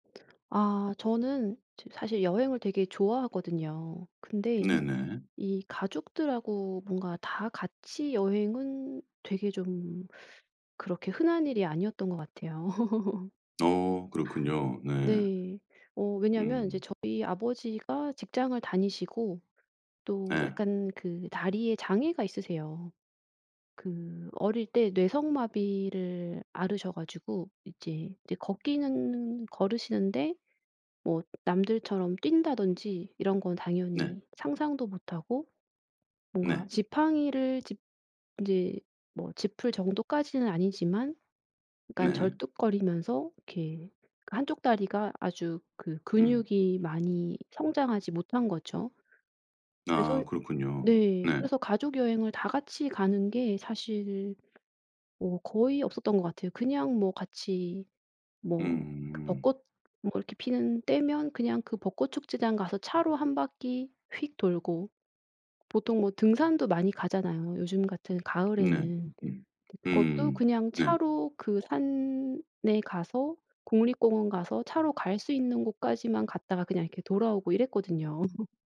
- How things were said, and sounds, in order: laugh; tapping; other background noise; laugh
- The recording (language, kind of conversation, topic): Korean, podcast, 가족과 함께한 여행 중 가장 감동적으로 기억에 남는 곳은 어디인가요?